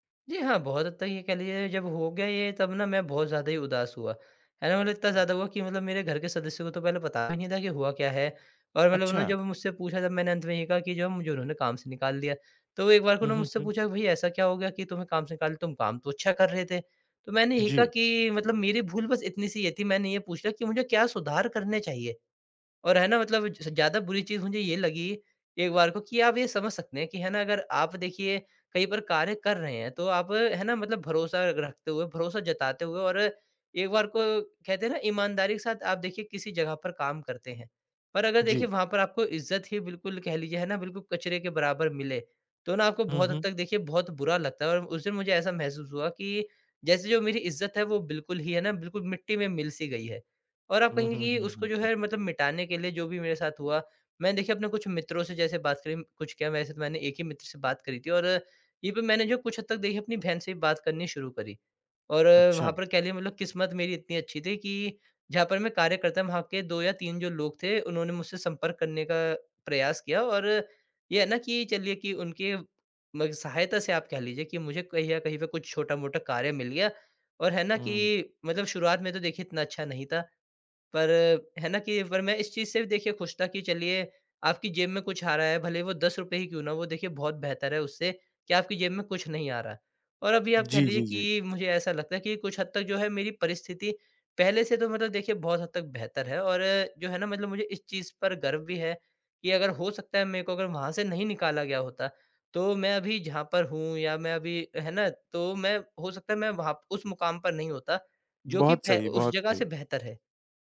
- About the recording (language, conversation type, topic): Hindi, podcast, असफलता के बाद आपने खुद पर भरोसा दोबारा कैसे पाया?
- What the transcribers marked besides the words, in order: none